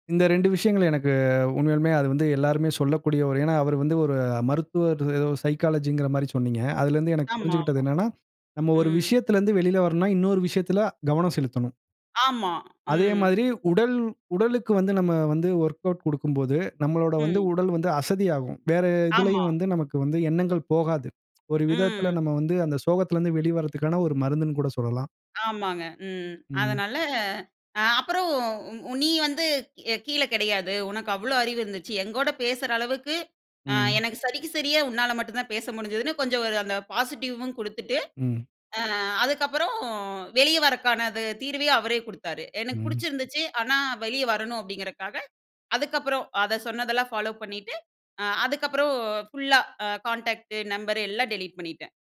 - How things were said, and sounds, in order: drawn out: "எனக்கு"; in English: "சைக்காலஜின்கிற"; "மாதிரி" said as "மாரி"; in English: "வொர்க்கவுட்"; "கொடுக்கும்போது" said as "குடுக்கும்போது"; other background noise; in English: "பாசிட்டிவ்வும்"; "கொடுத்துட்டு" said as "குடுத்துட்டு"; "கொடுத்தாரு" said as "குடுத்தாரு"; in English: "ஃபாலோ"
- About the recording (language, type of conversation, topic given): Tamil, podcast, ஒரு உறவு முடிந்ததற்கான வருத்தத்தை எப்படிச் சமாளிக்கிறீர்கள்?